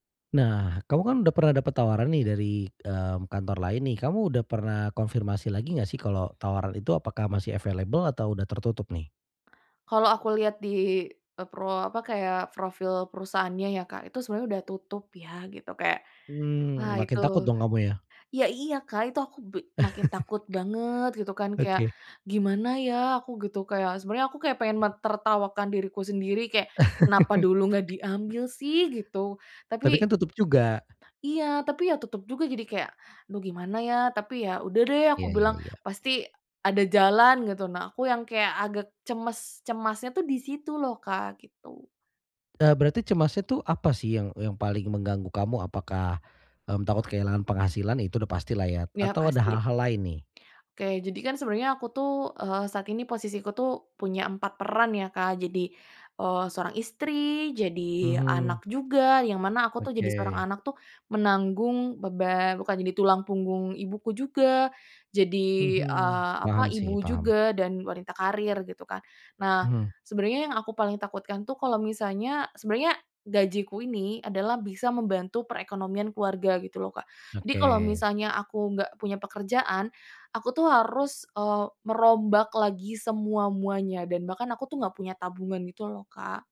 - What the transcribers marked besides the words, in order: in English: "available"; laugh; other background noise; laugh; tapping
- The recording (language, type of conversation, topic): Indonesian, advice, Bagaimana perasaan Anda setelah kehilangan pekerjaan dan takut menghadapi masa depan?